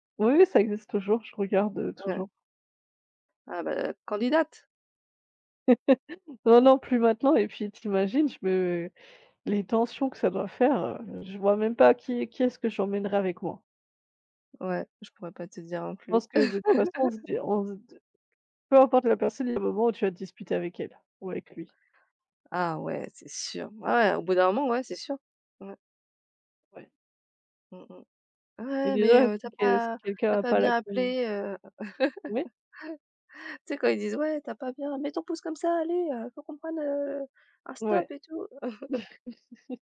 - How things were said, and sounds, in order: laugh; laugh; put-on voice: "Ouais mais, heu, tu as pas tu as pas bien appelé, heu"; laugh; put-on voice: "ouais tu as pas bien … stop et tout"; chuckle
- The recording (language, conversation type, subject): French, unstructured, Qu’est-ce qui te rend heureux quand tu découvres un nouvel endroit ?